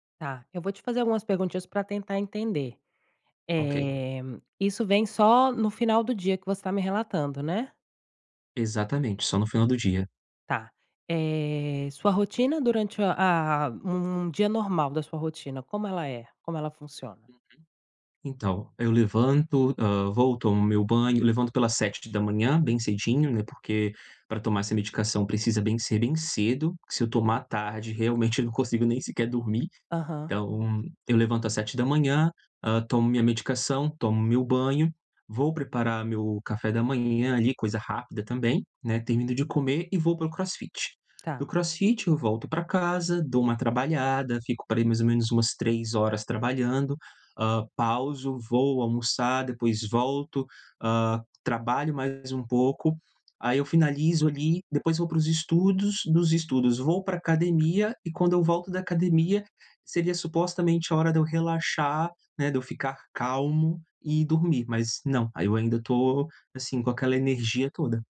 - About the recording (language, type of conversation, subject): Portuguese, advice, Como posso recuperar a calma depois de ficar muito ansioso?
- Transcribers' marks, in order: tapping; "por" said as "par"